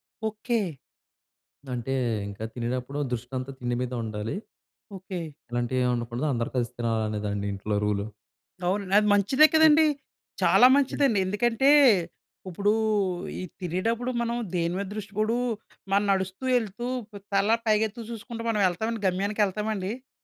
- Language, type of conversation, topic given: Telugu, podcast, స్క్రీన్ టైమ్‌కు కుటుంబ రూల్స్ ఎలా పెట్టాలి?
- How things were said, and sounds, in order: unintelligible speech